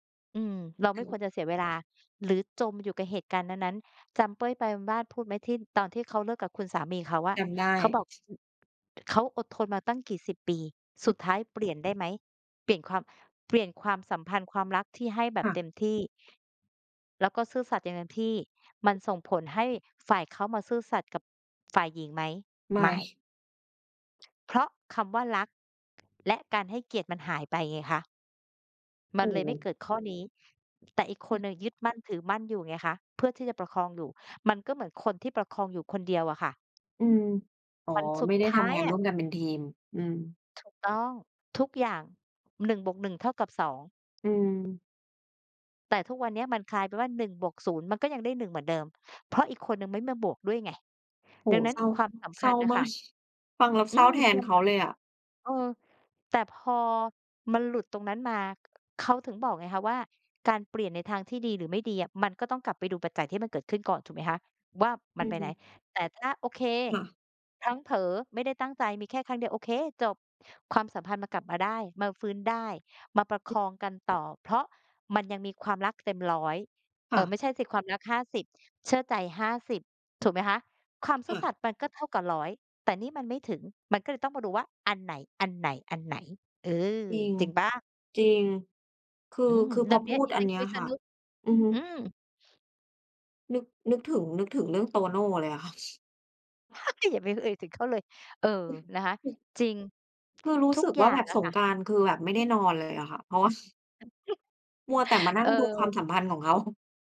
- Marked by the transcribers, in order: "ปานวาด" said as "แปนวาด"; other background noise; other noise; tapping; stressed: "ท้าย"; chuckle; chuckle; laugh; cough; chuckle; chuckle
- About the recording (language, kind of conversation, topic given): Thai, unstructured, อะไรคือสิ่งที่ทำให้ความสัมพันธ์มีความสุข?